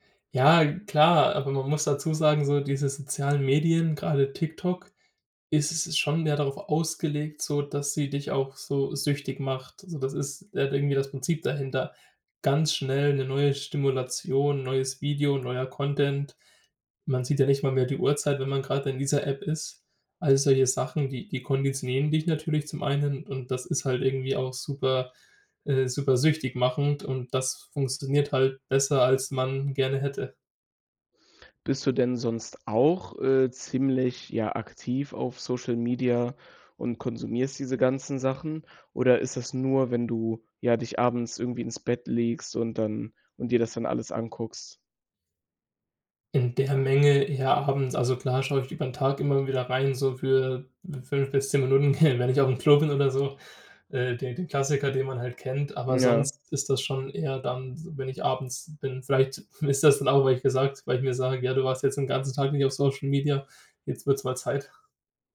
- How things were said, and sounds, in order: chuckle
- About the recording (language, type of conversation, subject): German, podcast, Beeinflusst dein Smartphone deinen Schlafrhythmus?
- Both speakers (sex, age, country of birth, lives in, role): male, 18-19, Germany, Germany, host; male, 20-24, Germany, Germany, guest